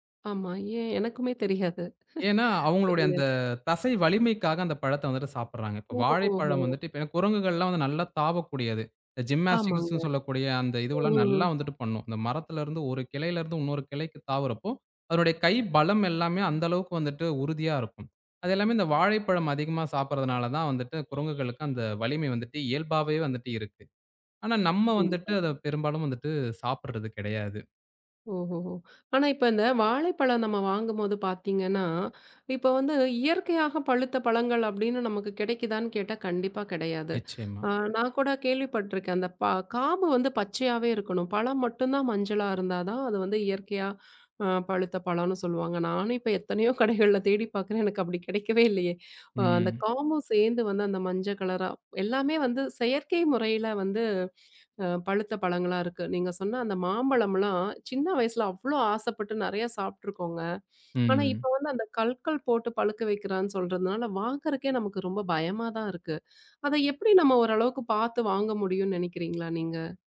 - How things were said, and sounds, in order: anticipating: "ஆமா, ஏன்?"; laugh; drawn out: "அந்த"; in English: "ஜிம்னாஸ்டிக்ஸ்சுன்னு"; horn; laughing while speaking: "நானும் இப்ப எத்தனையோ கடைகள்ல தேடிப் பாக்குறேன். எனக்கு அப்படி கிடைக்கவே இல்லயே"; drawn out: "ம்"
- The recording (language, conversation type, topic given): Tamil, podcast, பருவத்துக்கேற்ப பழங்களை வாங்கி சாப்பிட்டால் என்னென்ன நன்மைகள் கிடைக்கும்?